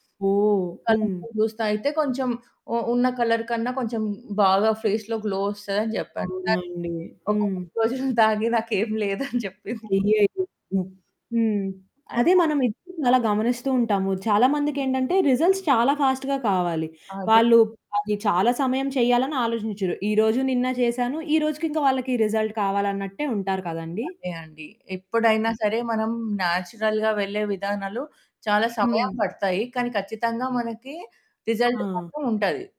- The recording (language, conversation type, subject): Telugu, podcast, మంచి నిద్ర రావడానికి మీరు ఏ అలవాట్లు పాటిస్తారు?
- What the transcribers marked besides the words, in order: distorted speech; in English: "జ్యూస్"; in English: "కలర్"; in English: "ఫేస్‌లో గ్లో"; laughing while speaking: "తాగి నాకేం లేదని చెప్పింది"; other background noise; in English: "రిజల్ట్స్"; in English: "ఫాస్ట్‌గా"; in English: "రిజల్ట్"; in English: "న్యాచురల్‌గా"; in English: "రిజల్ట్"